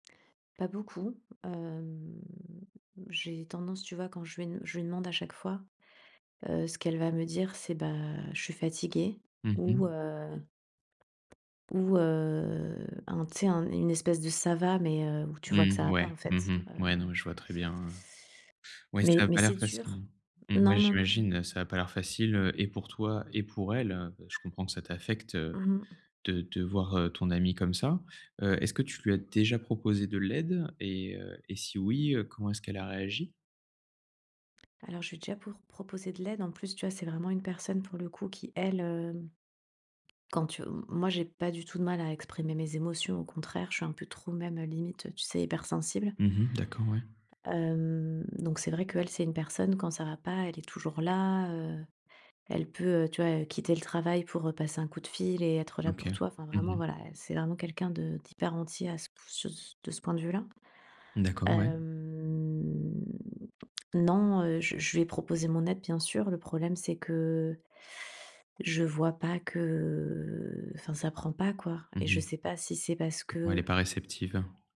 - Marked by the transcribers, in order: drawn out: "hem"; tapping; drawn out: "heu"; other background noise; drawn out: "Hem"; teeth sucking
- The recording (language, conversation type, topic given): French, advice, Comment puis-je soutenir un ami qui traverse une période difficile ?